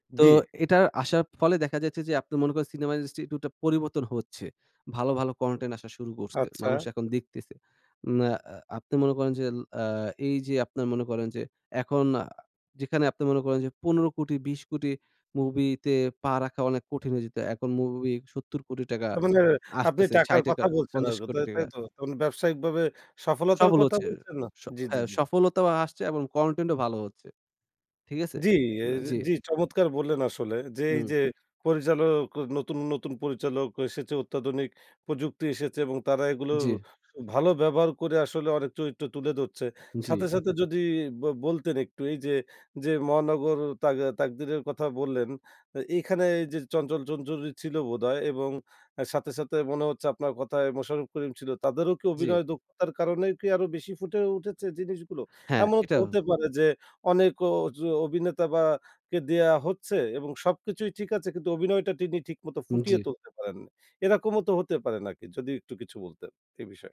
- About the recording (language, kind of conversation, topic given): Bengali, podcast, কোনো চরিত্রকে জীবন্ত মনে করাতে কী লাগে?
- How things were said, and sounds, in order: in English: "Cinema industry"; in English: "Content"; "টাকা" said as "টেকা"; "টাকা" said as "টেকা"; in English: "Content"; tapping; "তিনি" said as "টিনি"